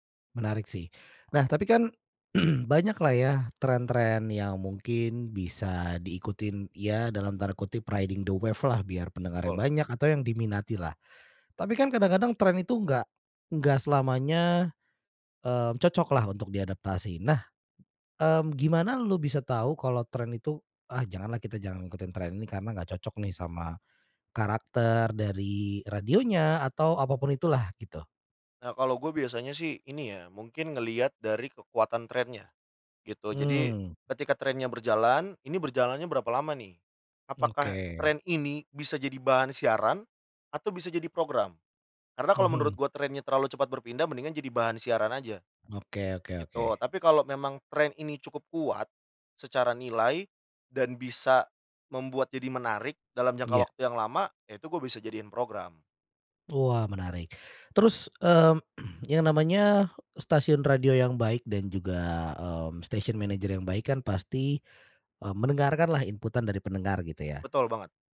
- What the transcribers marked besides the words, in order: throat clearing; in English: "riding the wave-lah"; throat clearing; in English: "station manager"
- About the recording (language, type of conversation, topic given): Indonesian, podcast, Bagaimana kamu menemukan suara atau gaya kreatifmu sendiri?